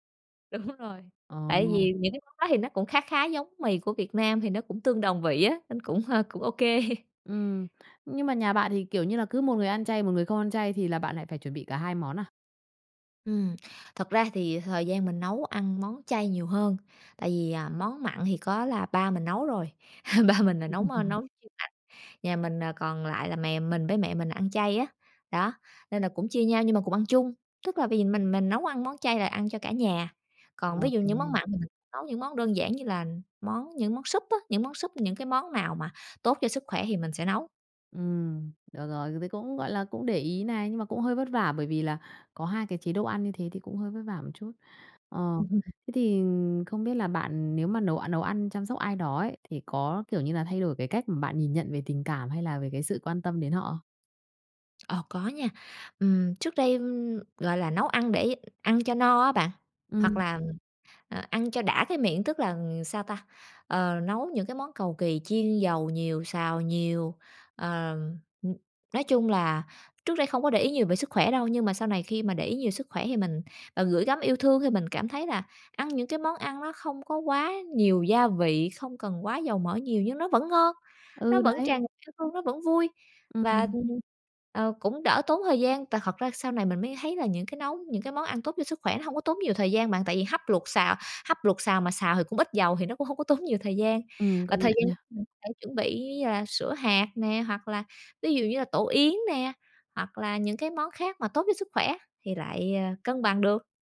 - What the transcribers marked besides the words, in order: laughing while speaking: "Đúng rồi"; tapping; laughing while speaking: "OK"; laugh; laughing while speaking: "ba mình là"; laugh; laugh; other background noise; laughing while speaking: "tốn"; unintelligible speech
- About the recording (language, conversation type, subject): Vietnamese, podcast, Bạn thường nấu món gì khi muốn chăm sóc ai đó bằng một bữa ăn?